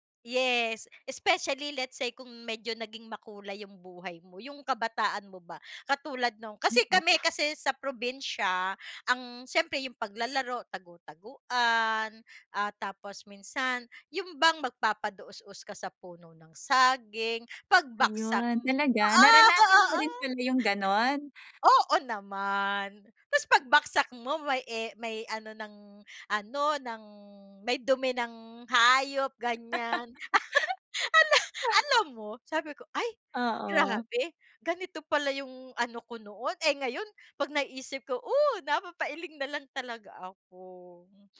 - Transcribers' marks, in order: other background noise; "magpapadaosdos" said as "magpapadoosos"; groan; laugh; "pagbagsak" said as "pagbaksak"; laugh; laughing while speaking: "Ala"; laughing while speaking: "napapailing nalang"
- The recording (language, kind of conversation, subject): Filipino, unstructured, Ano ang pakiramdam mo kapag tinitingnan mo ang mga lumang litrato?